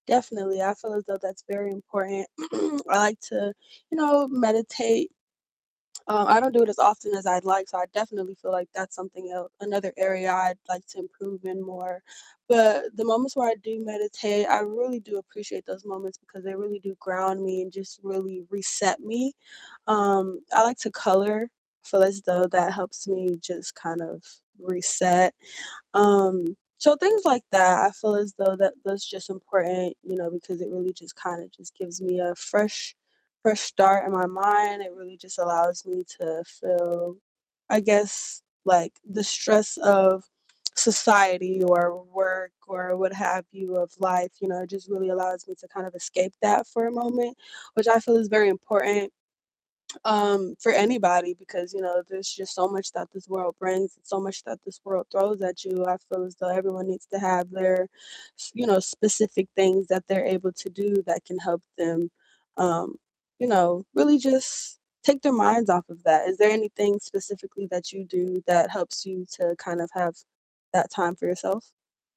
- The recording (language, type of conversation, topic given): English, unstructured, What is something you want to improve in your personal life this year, and what might help?
- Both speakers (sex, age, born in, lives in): female, 20-24, United States, United States; male, 40-44, United States, United States
- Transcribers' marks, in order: distorted speech; throat clearing; tapping